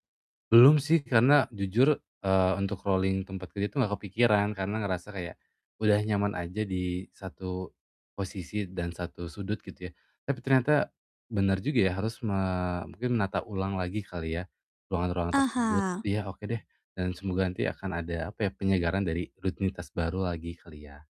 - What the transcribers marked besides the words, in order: in English: "rolling"; distorted speech
- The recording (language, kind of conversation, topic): Indonesian, advice, Mengapa saya sulit rileks meski sedang berada di rumah?
- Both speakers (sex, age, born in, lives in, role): female, 20-24, Indonesia, Indonesia, advisor; male, 25-29, Indonesia, Indonesia, user